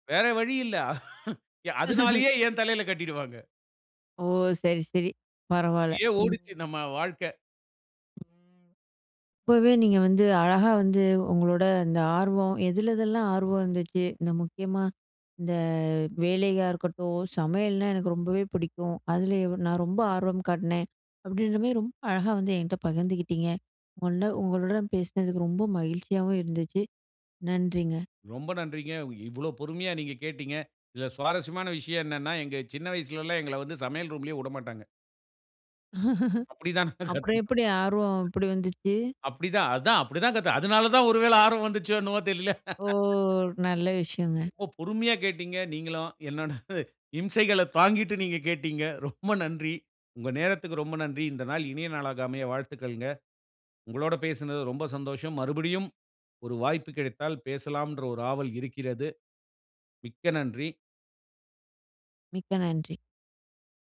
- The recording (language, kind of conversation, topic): Tamil, podcast, உங்களுக்குப் பிடித்த ஆர்வப்பணி எது, அதைப் பற்றி சொல்லுவீர்களா?
- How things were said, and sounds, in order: chuckle; laugh; other background noise; other noise; chuckle; laugh; laugh; laughing while speaking: "என்னோட இம்சைகள தாங்கிட்டு நீங்க கேட்டீங்க. ரொம்ப நன்றி"